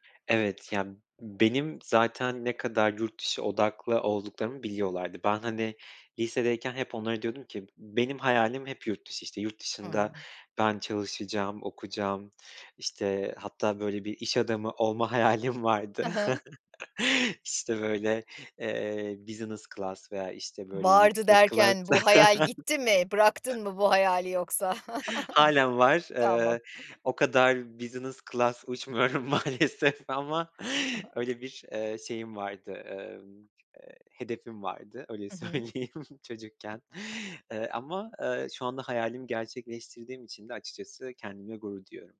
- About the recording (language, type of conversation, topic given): Turkish, podcast, Kendi başına taşındığın günü anlatır mısın?
- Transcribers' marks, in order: chuckle; in English: "business class"; in English: "class"; laugh; other background noise; in English: "business class"; laughing while speaking: "uçmuyorum maalesef"; chuckle; other noise; tapping; chuckle; laughing while speaking: "söyleyeyim"